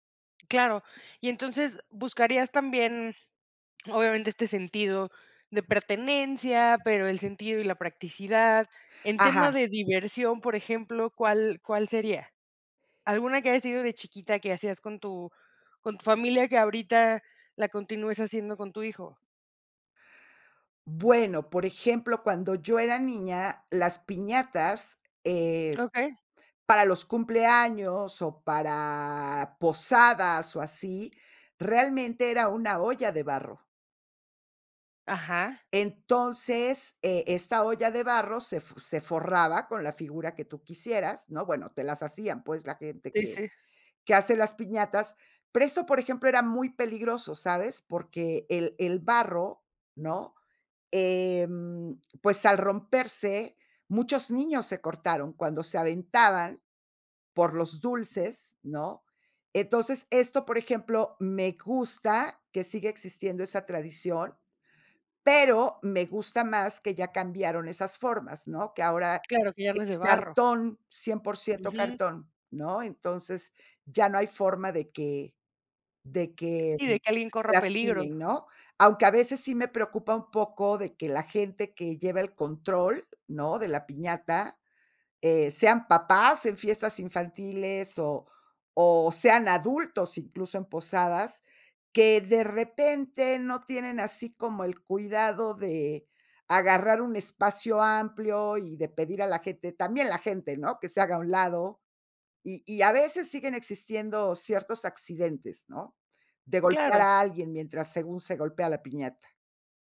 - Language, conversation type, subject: Spanish, podcast, ¿Cómo decides qué tradiciones seguir o dejar atrás?
- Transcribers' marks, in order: tapping; drawn out: "para"; other background noise